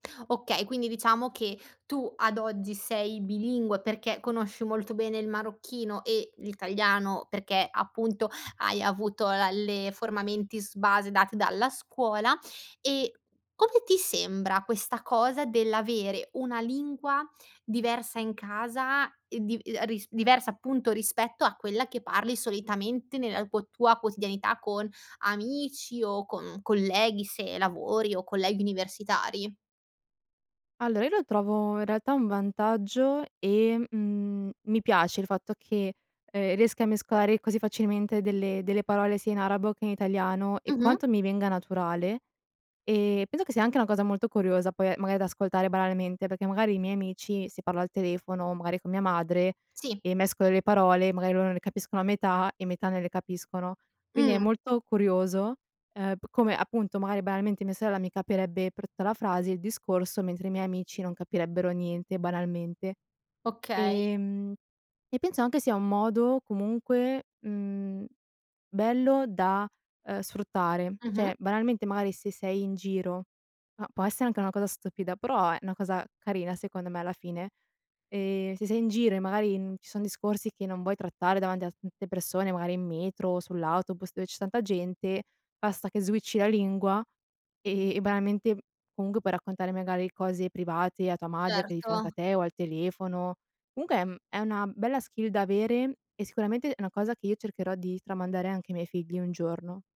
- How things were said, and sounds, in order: other background noise; in Latin: "forma mentis"; tapping; "mescolare" said as "mescoare"; "curiosa" said as "coriosa"; "tutta" said as "tta"; unintelligible speech; in English: "switchi"; "Comunque" said as "omunque"; in English: "skill"
- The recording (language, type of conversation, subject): Italian, podcast, Che ruolo ha la lingua in casa tua?